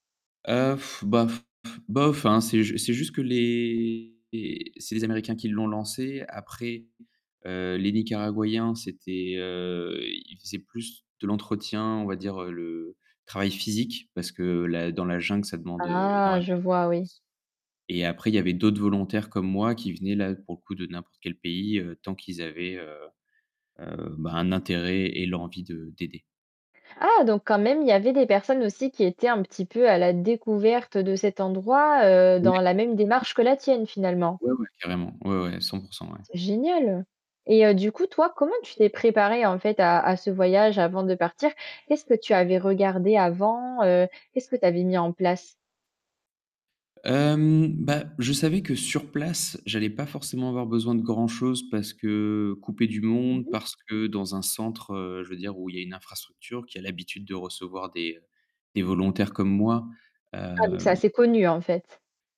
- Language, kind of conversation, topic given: French, podcast, Quel conseil donnerais-tu à quelqu’un qui part seul pour la première fois ?
- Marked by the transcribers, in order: blowing; distorted speech; other background noise; static